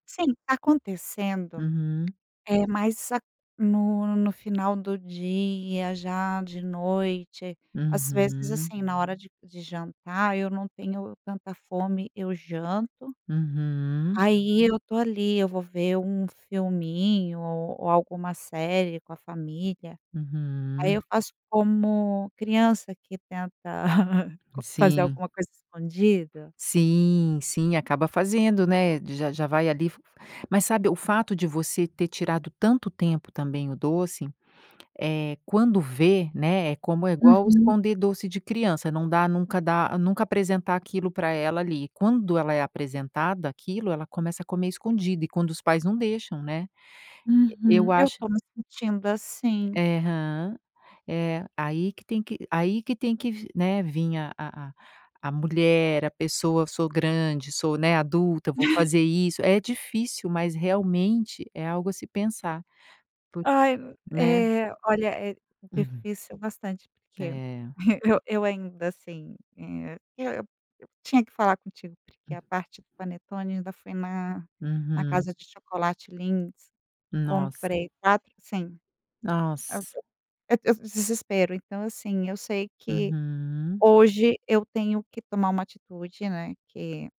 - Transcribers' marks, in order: tapping; laugh; laugh
- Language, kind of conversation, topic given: Portuguese, advice, Como e em que momentos você costuma comer por ansiedade ou por tédio?